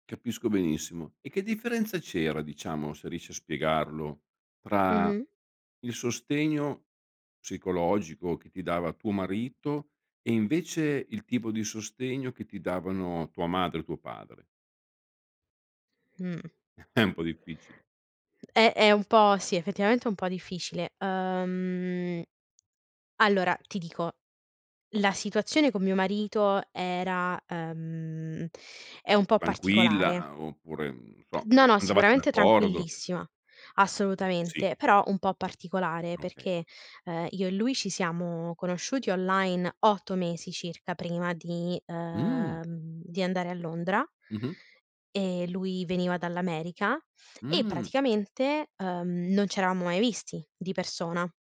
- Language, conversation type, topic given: Italian, podcast, Raccontami un momento in cui la tua famiglia ti ha davvero sostenuto?
- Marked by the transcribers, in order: other background noise